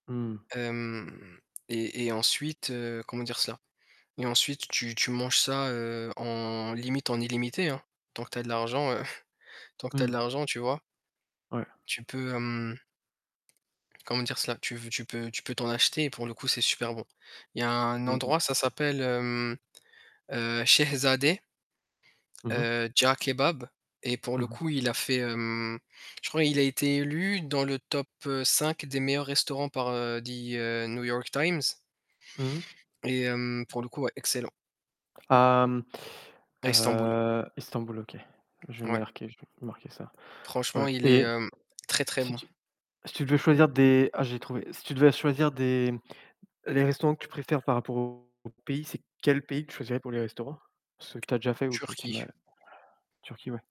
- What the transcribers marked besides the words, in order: static; tapping; chuckle; in Arabic: "Cheikh Zayde"; distorted speech
- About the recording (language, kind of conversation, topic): French, unstructured, Quels sont vos critères pour évaluer la qualité d’un restaurant ?